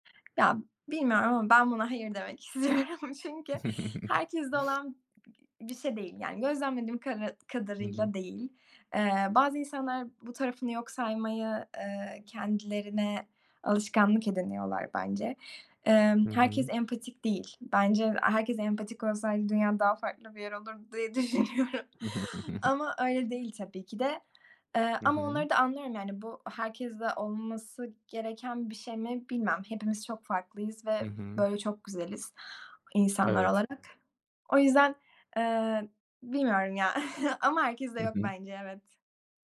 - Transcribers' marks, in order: other background noise; laughing while speaking: "istiyorum"; giggle; other noise; tapping; laughing while speaking: "düşünüyorum"; chuckle; chuckle
- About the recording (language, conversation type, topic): Turkish, podcast, Empati kurarken nelere dikkat edersin?
- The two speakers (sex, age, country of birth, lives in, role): female, 20-24, Turkey, Germany, guest; male, 20-24, Turkey, Netherlands, host